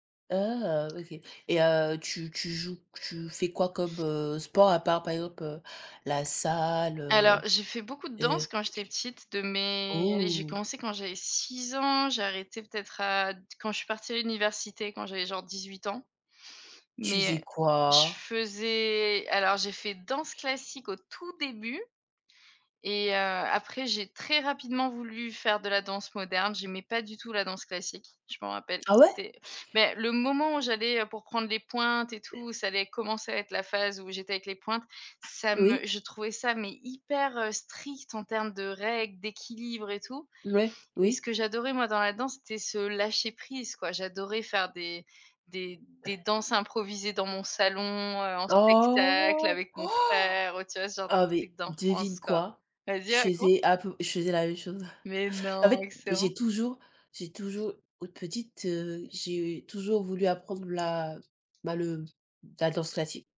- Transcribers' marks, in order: tapping; chuckle; surprised: "Oh !"; gasp; chuckle
- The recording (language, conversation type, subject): French, unstructured, Penses-tu que le sport peut aider à gérer le stress ?